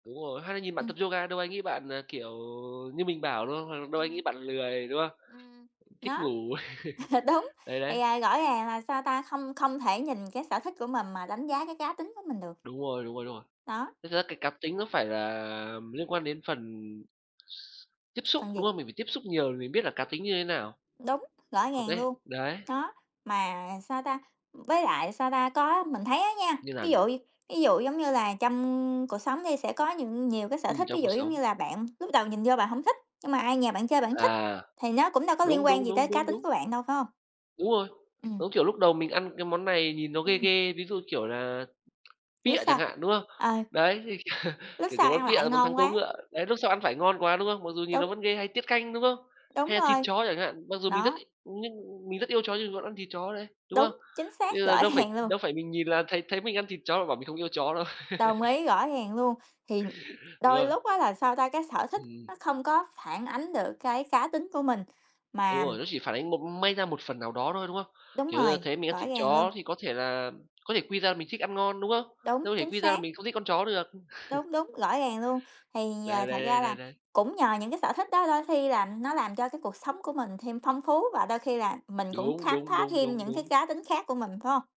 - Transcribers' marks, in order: chuckle; other background noise; chuckle; tapping; chuckle; door; laughing while speaking: "ràng"; laugh; chuckle
- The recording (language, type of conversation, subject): Vietnamese, unstructured, Bạn có sở thích nào giúp bạn thể hiện cá tính của mình không?